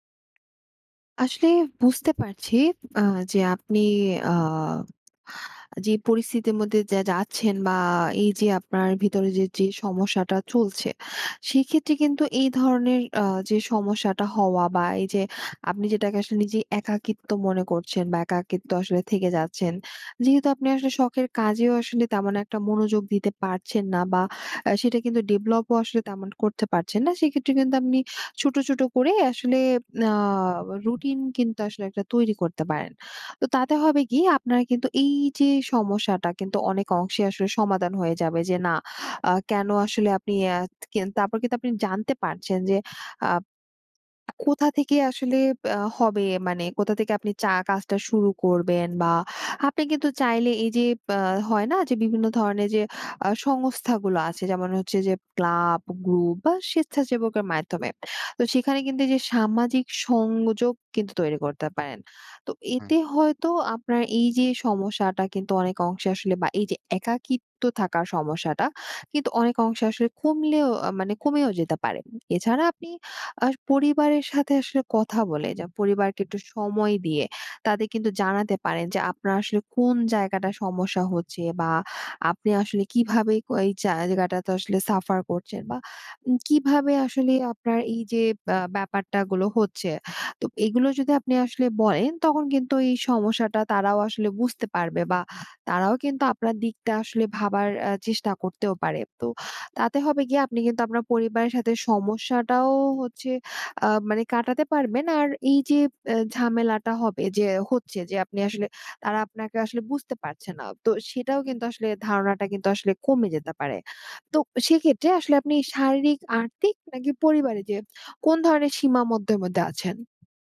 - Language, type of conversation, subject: Bengali, advice, অবসরের পর জীবনে নতুন উদ্দেশ্য কীভাবে খুঁজে পাব?
- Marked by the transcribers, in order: other background noise; tapping; in English: "ডেভেলপ"; in English: "সাফার"